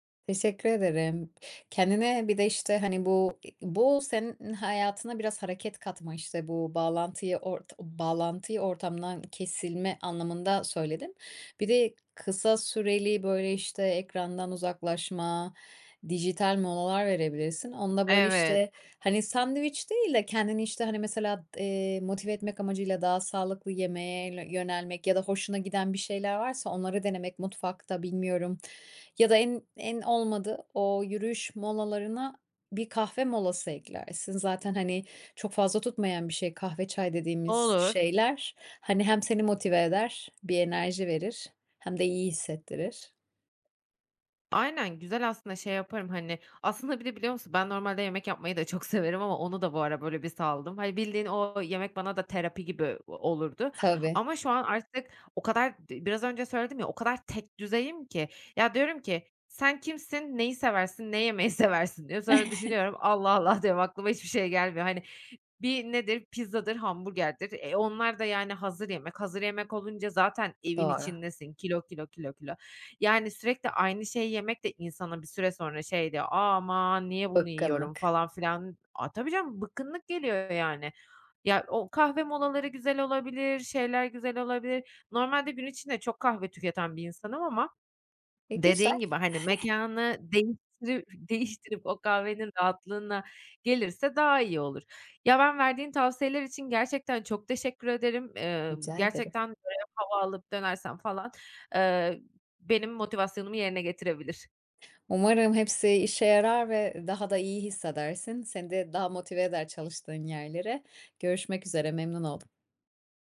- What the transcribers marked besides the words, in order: chuckle; laughing while speaking: "seversin?"; chuckle; other background noise; tapping
- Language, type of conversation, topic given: Turkish, advice, Molalar sırasında zihinsel olarak daha iyi nasıl yenilenebilirim?